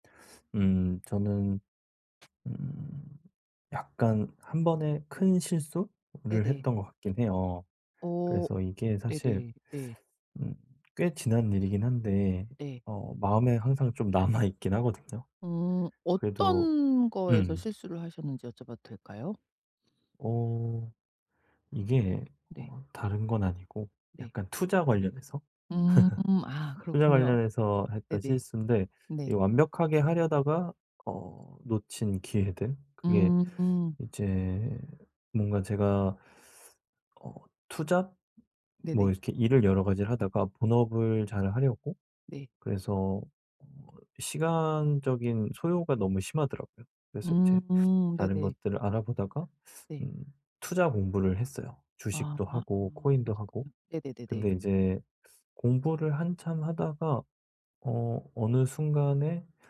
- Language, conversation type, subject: Korean, advice, 실수를 배움으로 바꾸고 다시 도전하려면 어떻게 해야 할까요?
- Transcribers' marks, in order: other background noise; tapping; laughing while speaking: "남아"; laugh